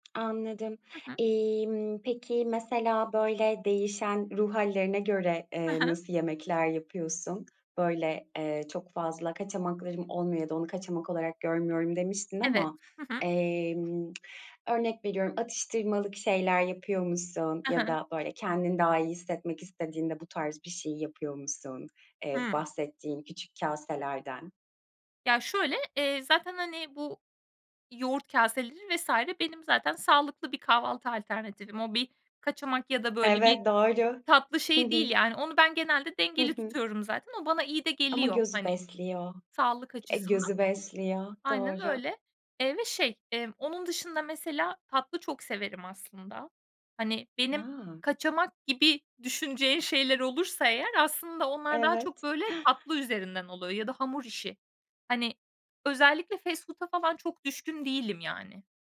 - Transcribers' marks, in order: tapping; other background noise; lip smack
- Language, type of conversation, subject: Turkish, podcast, Haftalık yemek planını nasıl düzenliyorsun?